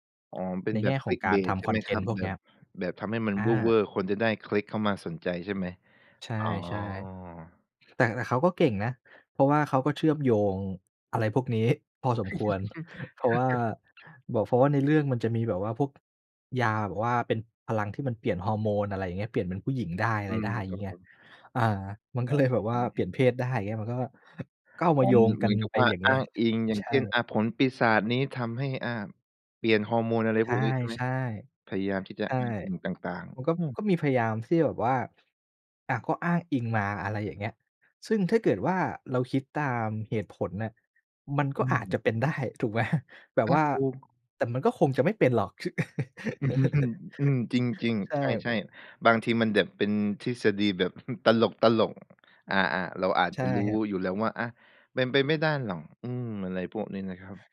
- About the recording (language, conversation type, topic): Thai, podcast, ทำไมคนถึงชอบคิดทฤษฎีของแฟนๆ และถกกันเรื่องหนัง?
- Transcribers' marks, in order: in English: "clickbait"; drawn out: "อ๋อ"; chuckle; other background noise; laughing while speaking: "ก็เลย"; laughing while speaking: "ได้ ถูกไหม ?"; chuckle